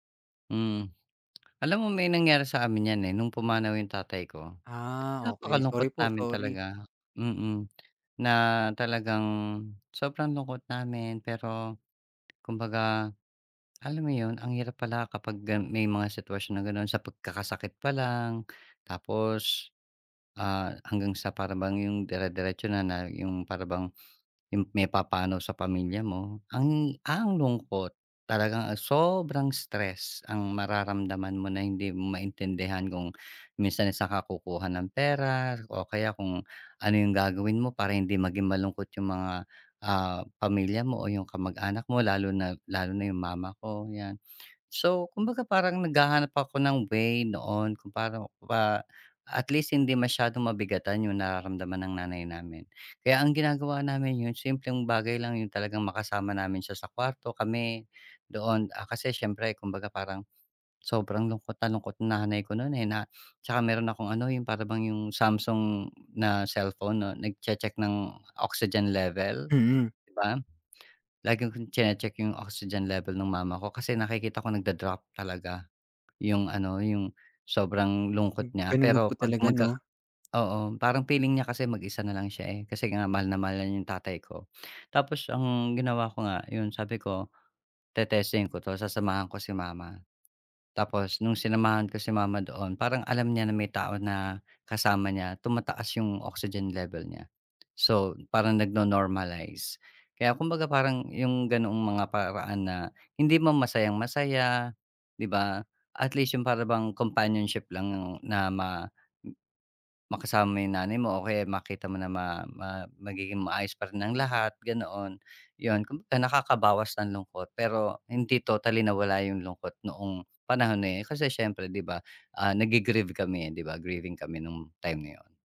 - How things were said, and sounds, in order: "feeling" said as "peeling"
- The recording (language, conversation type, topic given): Filipino, podcast, Anong maliit na gawain ang nakapagpapagaan sa lungkot na nararamdaman mo?